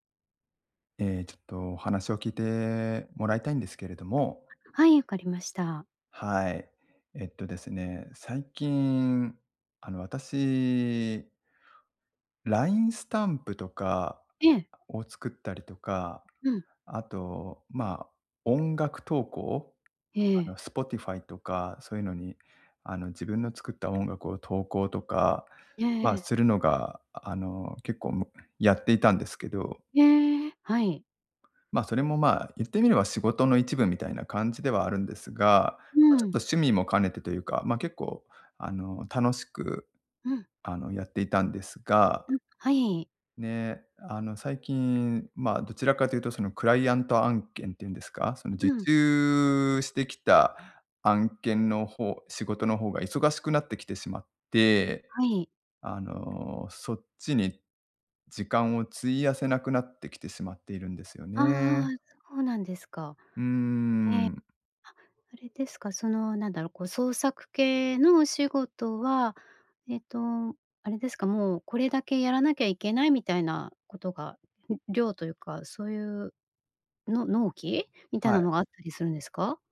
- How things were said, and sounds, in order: other background noise
- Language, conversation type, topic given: Japanese, advice, 創作に使う時間を確保できずに悩んでいる